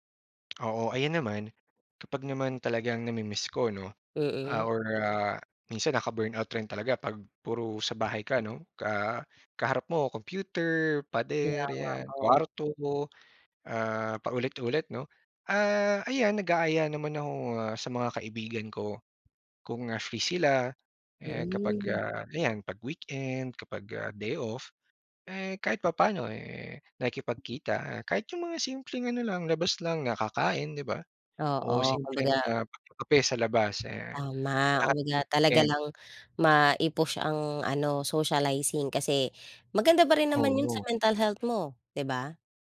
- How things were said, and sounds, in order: tapping; unintelligible speech; other background noise
- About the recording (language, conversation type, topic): Filipino, podcast, Paano mo pinangangalagaan ang kalusugang pangkaisipan habang nagtatrabaho?